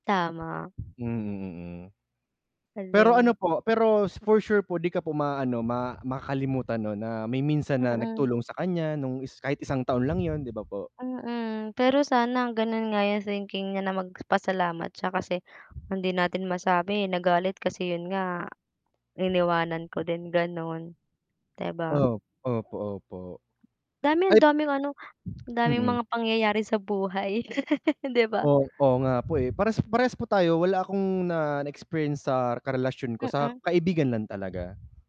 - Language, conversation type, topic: Filipino, unstructured, Ano ang gagawin mo kapag nararamdaman mong ginagamit ka lang?
- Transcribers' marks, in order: other background noise; wind; tapping; chuckle